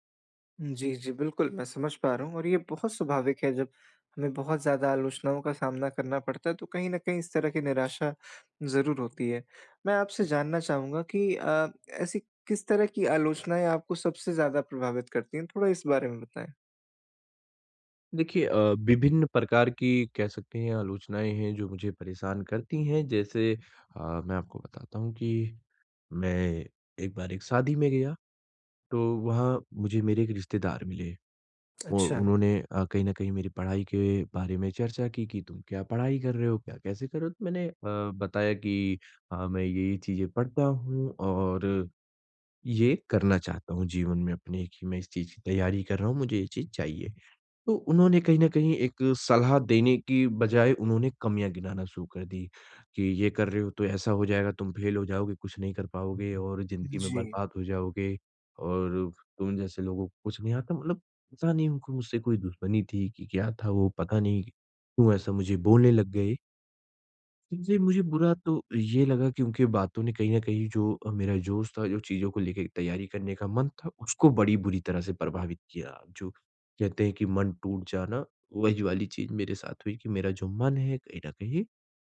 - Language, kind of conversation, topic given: Hindi, advice, आप बाहरी आलोचना के डर को कैसे प्रबंधित कर सकते हैं?
- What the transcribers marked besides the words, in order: none